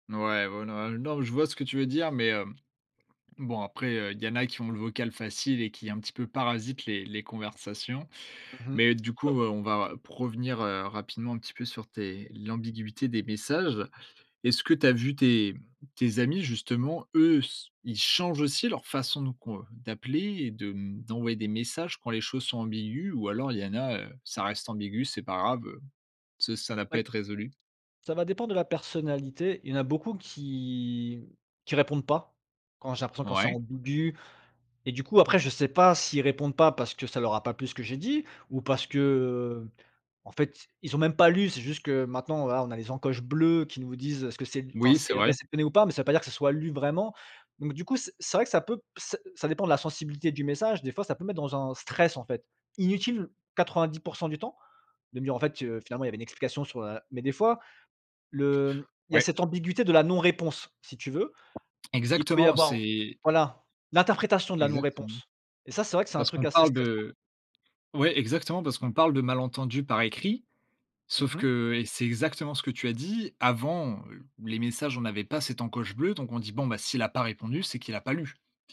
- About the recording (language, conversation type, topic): French, podcast, Comment gères-tu les malentendus nés d’un message écrit ?
- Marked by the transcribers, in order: none